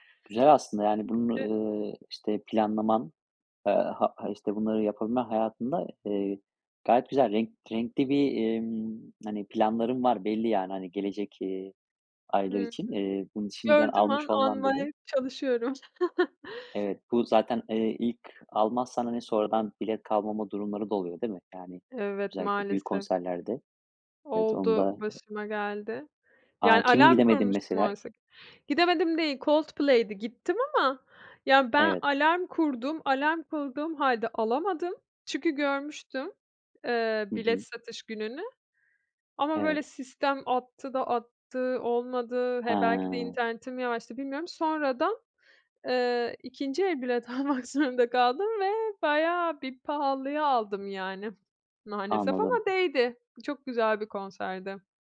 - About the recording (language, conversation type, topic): Turkish, podcast, En sevdiğin müzik türü hangisi?
- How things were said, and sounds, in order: chuckle